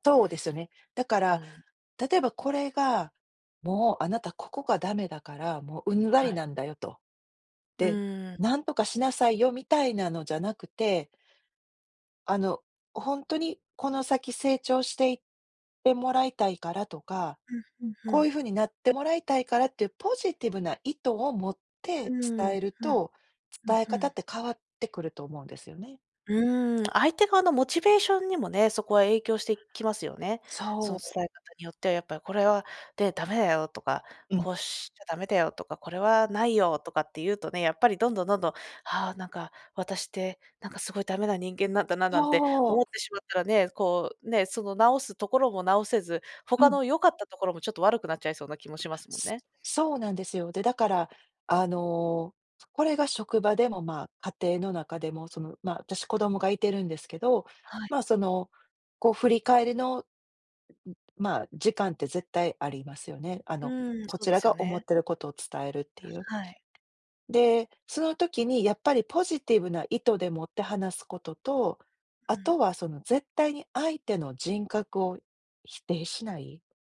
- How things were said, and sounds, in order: none
- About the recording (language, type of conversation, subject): Japanese, podcast, フィードバックはどのように伝えるのがよいですか？